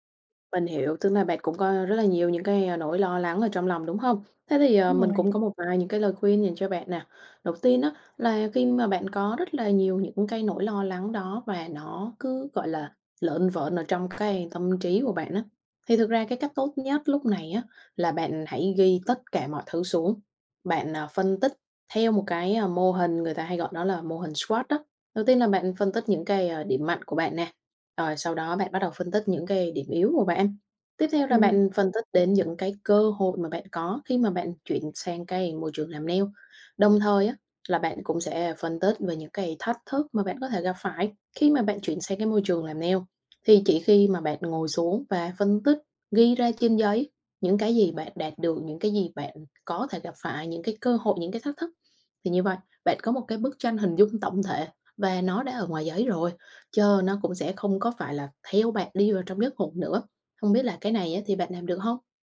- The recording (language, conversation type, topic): Vietnamese, advice, Bạn nên làm gì khi lo lắng về thất bại và rủi ro lúc bắt đầu khởi nghiệp?
- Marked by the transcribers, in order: other background noise; tapping; in English: "SWOT"; in English: "nail"; in English: "nail"